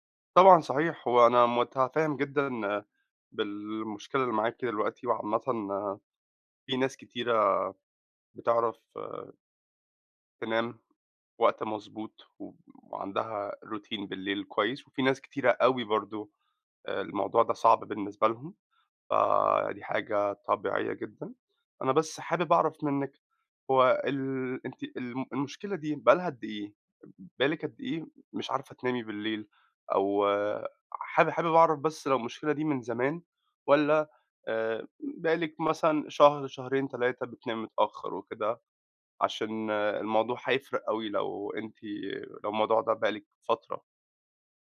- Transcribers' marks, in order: in English: "روتين"
- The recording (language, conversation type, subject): Arabic, advice, إزاي أقدر أبني روتين ليلي ثابت يخلّيني أنام أحسن؟